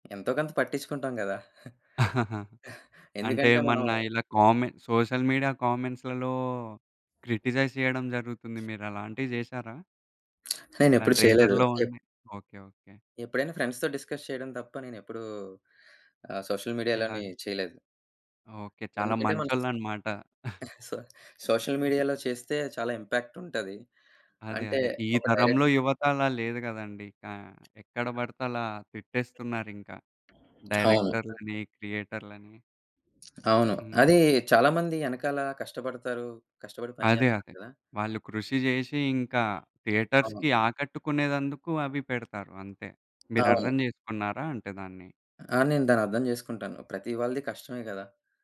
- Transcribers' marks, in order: chuckle; in English: "సోషల్ మీడియా కామెంట్స్‌లలో క్రిటిసైజ్"; other background noise; in English: "ట్రైలర్‌లో"; in English: "ఫ్రెండ్స్‌తో డిస్కస్"; in English: "సోషల్ మీడియాలోని"; chuckle; in English: "సొ సోషల్ మీడియాలో"; in English: "ఇంపాక్ట్"; in English: "డైరెక్టర్‌లని, క్రియేటర్‌లని"; in English: "థియేటర్స్‌కి"; tapping
- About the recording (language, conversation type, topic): Telugu, podcast, కొత్త సినిమా ట్రైలర్ చూసినప్పుడు మీ మొదటి స్పందన ఏమిటి?